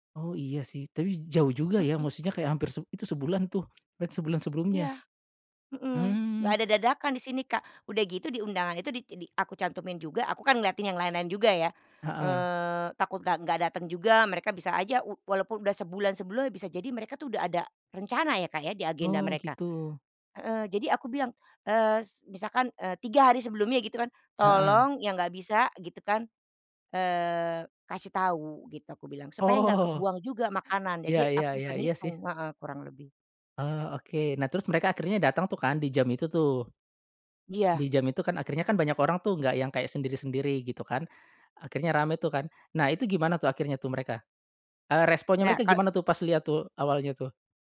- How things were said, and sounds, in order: tongue click; laughing while speaking: "Oh"; "jadi" said as "jaje"
- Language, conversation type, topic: Indonesian, podcast, Bisakah kamu menceritakan momen saat berbagi makanan dengan penduduk setempat?